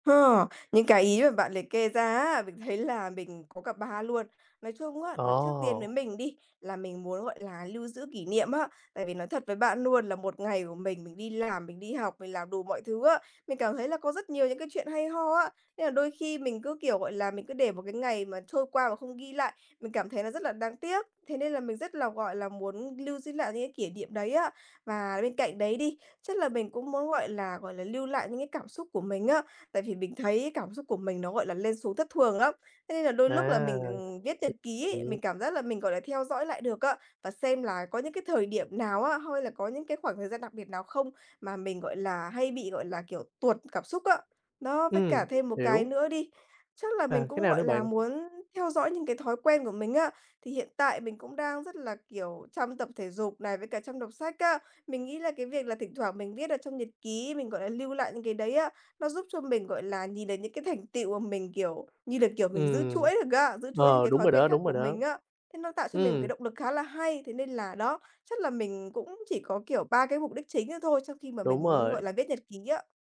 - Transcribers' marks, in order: unintelligible speech
- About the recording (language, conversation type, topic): Vietnamese, advice, Làm sao để bắt đầu và duy trì thói quen viết nhật ký mà không bỏ giữa chừng?